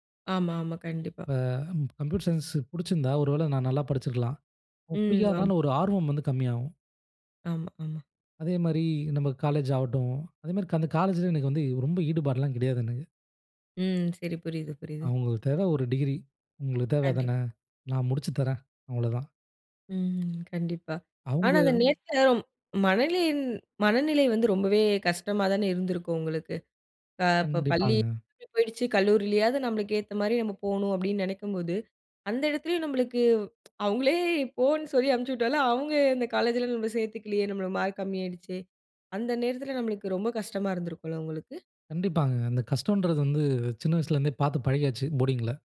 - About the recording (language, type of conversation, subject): Tamil, podcast, குடும்பம் உங்கள் முடிவுக்கு எப்படி பதிலளித்தது?
- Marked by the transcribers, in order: other background noise; "மனதின்" said as "மனலின்"; unintelligible speech; in English: "போர்டிங்"